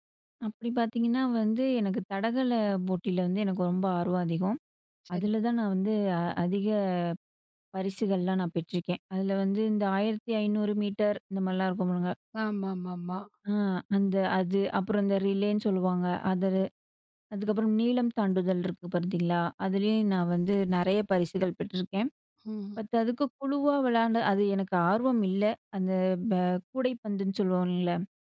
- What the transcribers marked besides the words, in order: in English: "ரிலேன்னு"; in English: "பத்"; "பட்" said as "பத்"
- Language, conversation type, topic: Tamil, podcast, நீ உன் வெற்றியை எப்படி வரையறுக்கிறாய்?